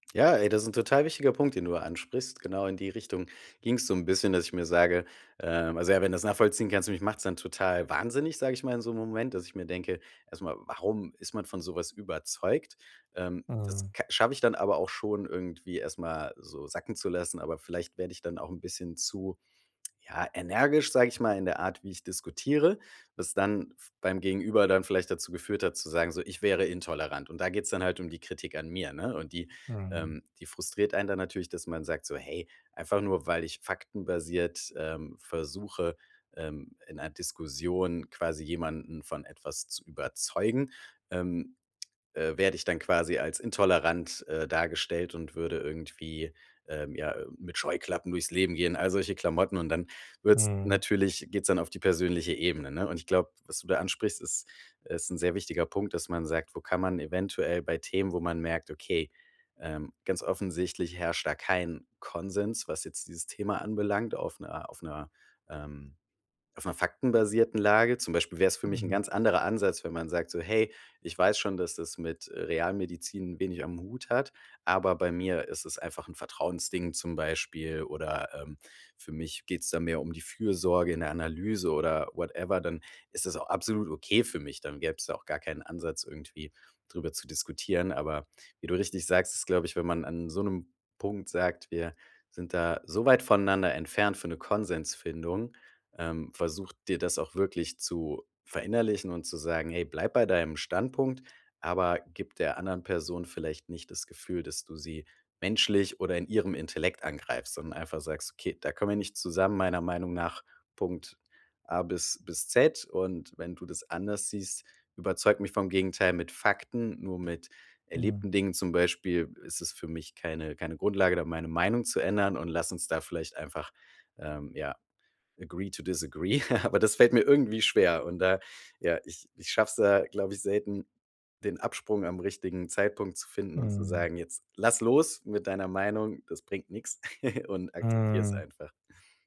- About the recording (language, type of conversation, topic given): German, advice, Wann sollte ich mich gegen Kritik verteidigen und wann ist es besser, sie loszulassen?
- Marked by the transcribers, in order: tongue click; tongue click; in English: "whatever"; in English: "agree to disagree"; laugh; laugh